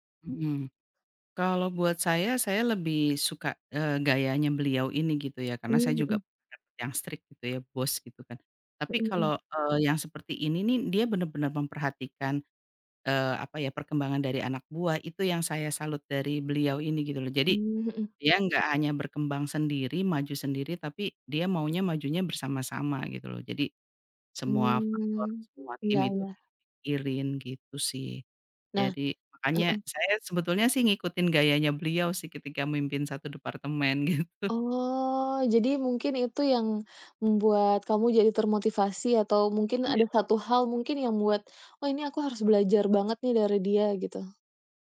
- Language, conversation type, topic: Indonesian, podcast, Cerita tentang bos atau manajer mana yang paling berkesan bagi Anda?
- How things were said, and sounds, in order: unintelligible speech; in English: "strict"; other background noise; drawn out: "Mmm"; laughing while speaking: "gitu"; drawn out: "Oh"; tapping